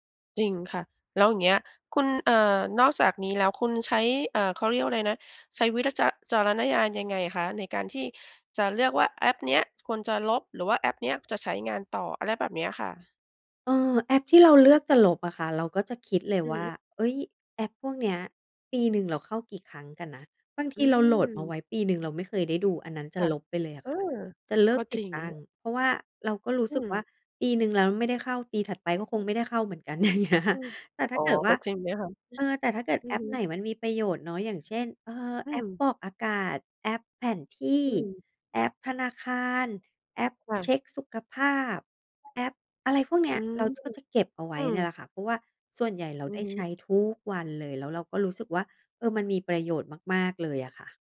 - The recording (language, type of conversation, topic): Thai, podcast, คุณปรับตัวยังไงเมื่อมีแอปใหม่ๆ เข้ามาใช้งาน?
- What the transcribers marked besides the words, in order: laughing while speaking: "อะไรอย่างเงี้ย"; other background noise